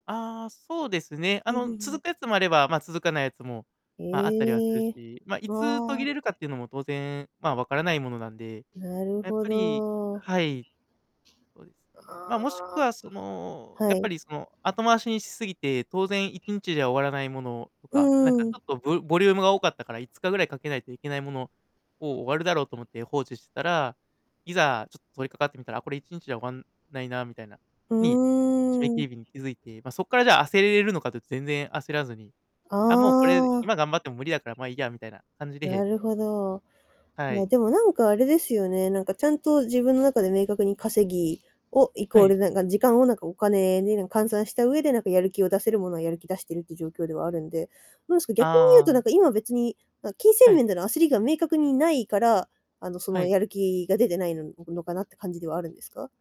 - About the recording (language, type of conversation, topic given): Japanese, advice, 締め切りが近いのに作業の手が止まってしまうのはなぜですか？
- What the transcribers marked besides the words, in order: other background noise